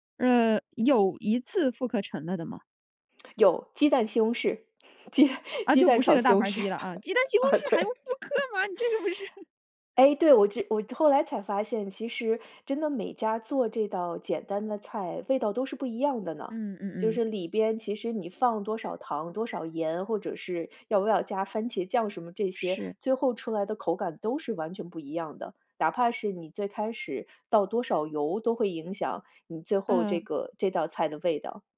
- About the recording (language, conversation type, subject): Chinese, podcast, 你小时候最怀念哪一道家常菜？
- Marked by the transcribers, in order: laughing while speaking: "鸡 鸡蛋炒西红柿，啊，对"; laughing while speaking: "这个不是"